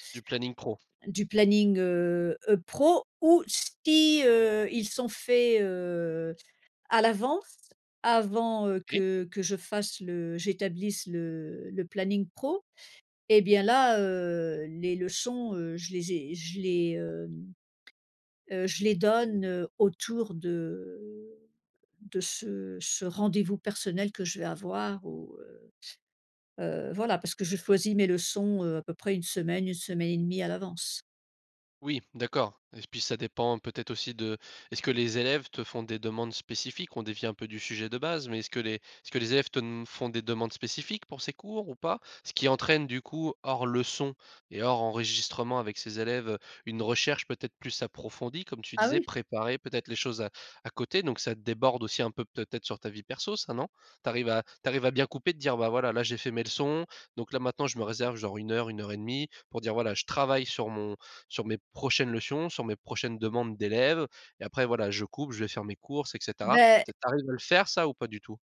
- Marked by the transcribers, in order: other background noise
- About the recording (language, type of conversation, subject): French, podcast, Comment trouvez-vous l’équilibre entre le travail et la vie personnelle ?